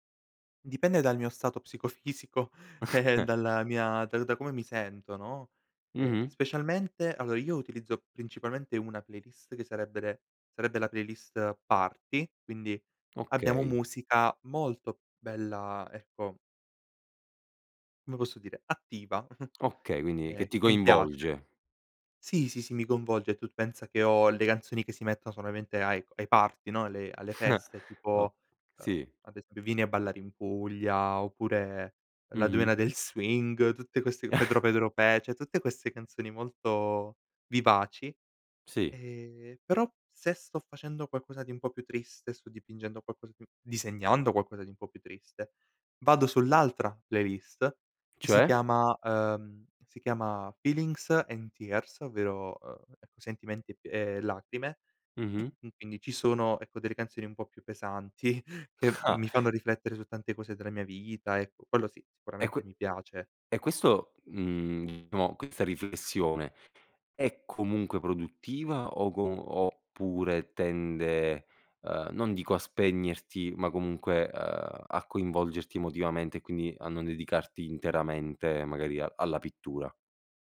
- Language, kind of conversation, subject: Italian, podcast, Che ambiente scegli per concentrarti: silenzio o rumore di fondo?
- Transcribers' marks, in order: chuckle; tapping; chuckle; chuckle; laughing while speaking: "La Dueña del Swing"; chuckle; "cioé" said as "ceh"; chuckle; laughing while speaking: "Ah"; other background noise